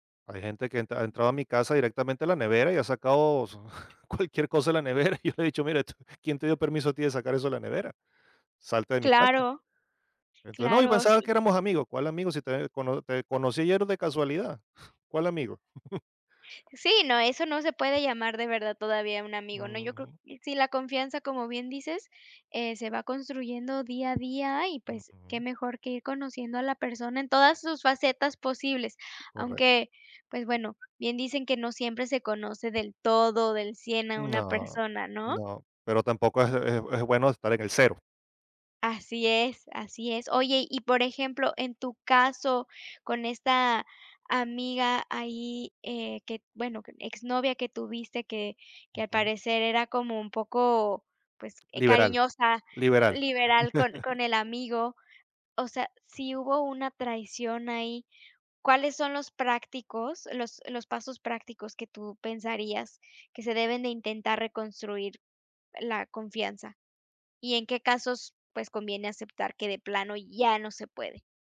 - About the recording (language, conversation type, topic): Spanish, podcast, ¿Cómo se construye la confianza en una pareja?
- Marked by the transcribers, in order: other background noise; chuckle; laughing while speaking: "cualquier"; laughing while speaking: "y yo le he dicho: Mira tú"; chuckle; tapping; whistle; chuckle